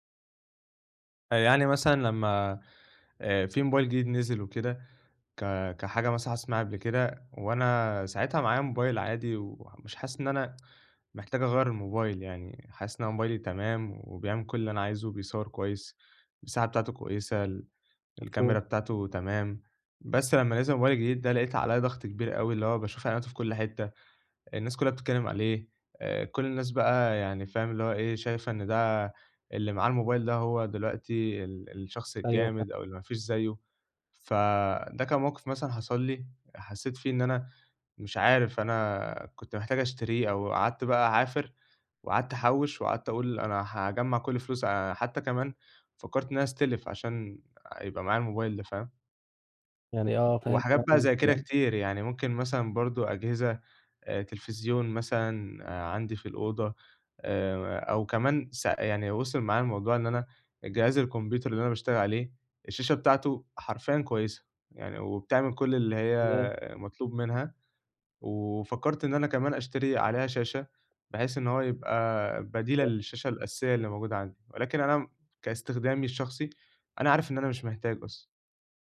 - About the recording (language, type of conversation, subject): Arabic, advice, إزاي أفرّق بين اللي محتاجه واللي نفسي فيه قبل ما أشتري؟
- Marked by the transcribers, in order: tsk; tapping; other noise; unintelligible speech; unintelligible speech